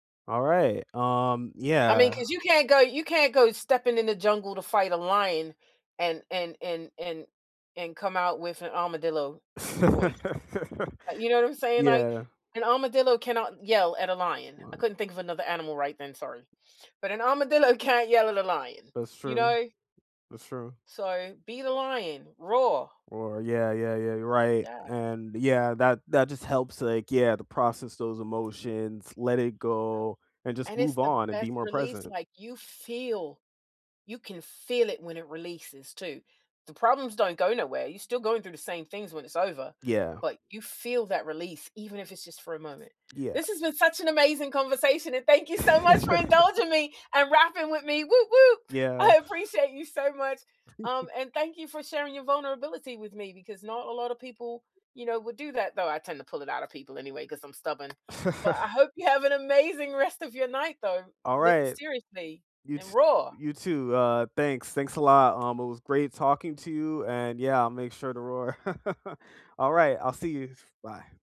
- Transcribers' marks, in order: laugh; joyful: "thank you, so, much for … you so much"; laugh; chuckle; other background noise; chuckle; tapping; laugh
- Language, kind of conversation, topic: English, unstructured, How do you usually cheer yourself up on a bad day?
- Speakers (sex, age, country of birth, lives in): female, 50-54, United States, United States; male, 25-29, United States, United States